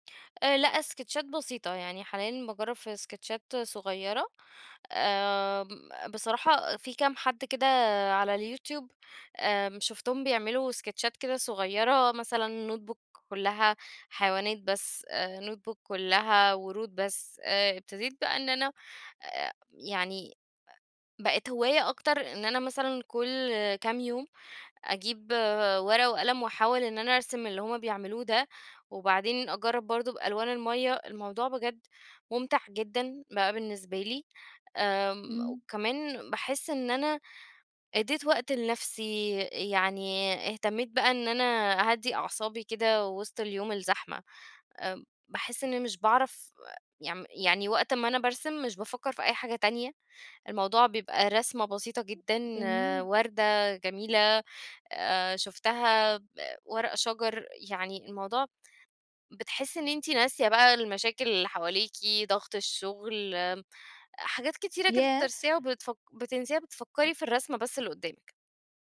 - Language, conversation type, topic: Arabic, podcast, إيه النشاط اللي بترجع له لما تحب تهدأ وتفصل عن الدنيا؟
- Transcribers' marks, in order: in English: "اسكتشات"; in English: "اسكتشات"; tapping; in English: "اسكتشات"; in English: "notebook"; in English: "notebook"